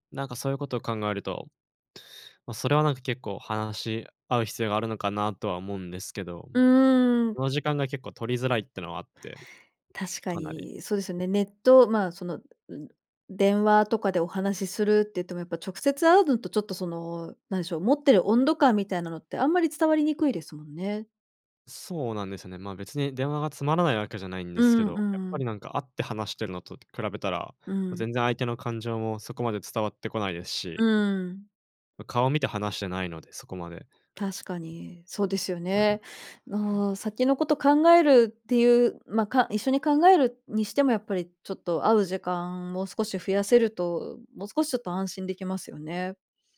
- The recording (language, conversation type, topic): Japanese, advice, パートナーとの関係の変化によって先行きが不安になったとき、どのように感じていますか？
- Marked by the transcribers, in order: tapping; other background noise; unintelligible speech